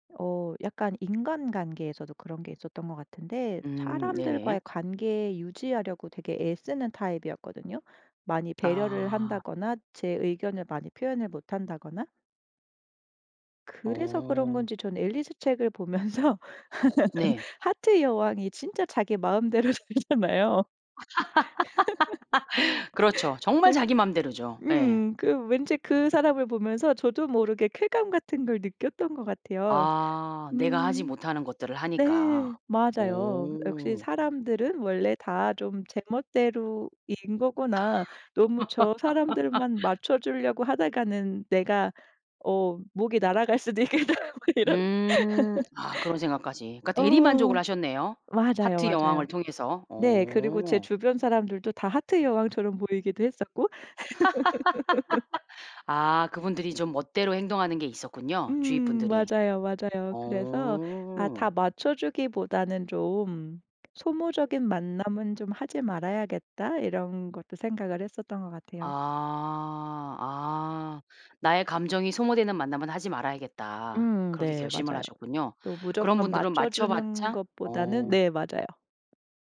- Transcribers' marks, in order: laughing while speaking: "보면서"; laugh; laugh; laughing while speaking: "살잖아요"; laugh; laugh; laughing while speaking: "있겠다.' 뭐 이런?"; tapping; laugh; laugh
- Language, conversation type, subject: Korean, podcast, 좋아하는 이야기가 당신에게 어떤 영향을 미쳤나요?